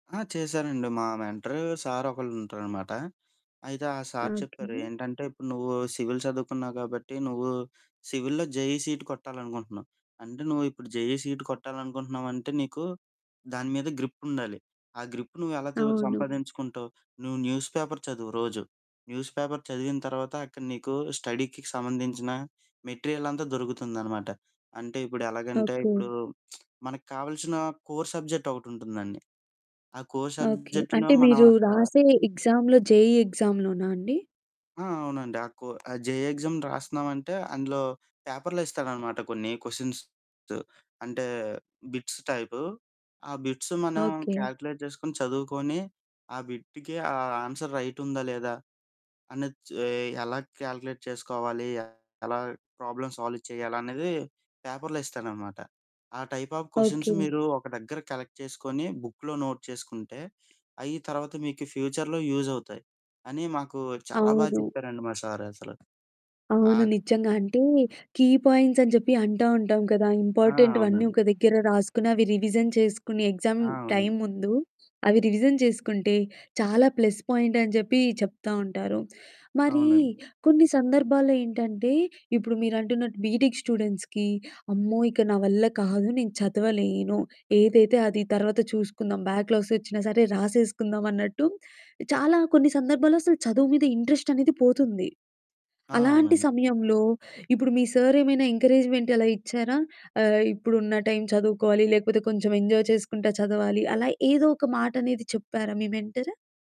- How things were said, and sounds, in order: in English: "సివిల్"; in English: "సివిల్‌లో జేఈ సీట్"; in English: "జేఈ సీట్"; in English: "గ్రిప్"; in English: "న్యూస్ పేపర్"; in English: "న్యూస్ పేపర్"; in English: "స్టడీకి"; lip smack; in English: "కోర్ సబ్జెక్ట్"; in English: "కోర్ సబ్జెక్ట్‌లో"; in English: "ఎగ్జామ్‌లో జేఈ ఎగ్జామ్‌లోనా"; in English: "జేఈ ఎగ్జామ్"; in English: "పేపర్‌లో"; in English: "క్వెషన్స్"; in English: "బిట్స్"; in English: "బిట్స్"; in English: "కాలిక్యులేట్"; in English: "ఆన్సర్"; in English: "కాలిక్యులేట్"; distorted speech; in English: "ప్రాబ్లమ్ సాల్వ్"; in English: "పేపర్‌లో"; in English: "టైప్ ఆఫ్ క్వెషన్స్"; in English: "కలెక్ట్"; in English: "బుక్‌లో నోట్"; other background noise; in English: "ఫ్యూచర్‌లో యూజ్"; in English: "కీ పాయింట్స్"; in English: "ఇంపార్టెంట్‌వన్నీ"; in English: "రివిజన్"; in English: "ఎగ్జామ్ టైమ్"; in English: "రివిజన్"; in English: "ప్లస్ పాయింట్"; in English: "బీటెక్ స్టూడెంట్స్‌కి"; in English: "బ్యాక్‌లాగ్స్"; in English: "ఇంట్రెస్ట్"; in English: "ఎంకరేజ్‌మెంట్"; in English: "ఎంజాయ్"
- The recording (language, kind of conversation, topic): Telugu, podcast, మీ మెంటార్ నుంచి ఒక్క పాఠమే నేర్చుకోవాల్సి వస్తే అది ఏమిటి?